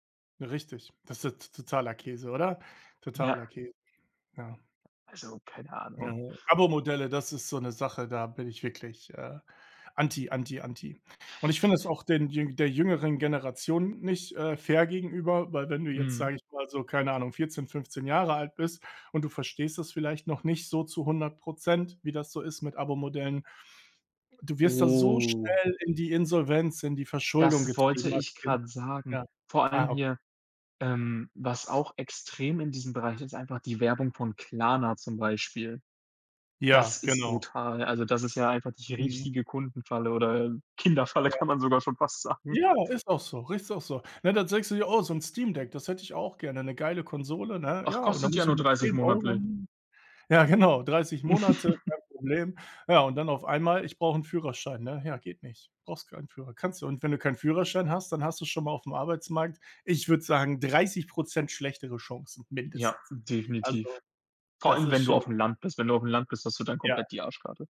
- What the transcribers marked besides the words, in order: other background noise; tapping; snort; drawn out: "Oh"; laughing while speaking: "sagen"; "ist" said as "rechts"; chuckle
- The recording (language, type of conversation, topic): German, unstructured, Was nervt dich an der Werbung am meisten?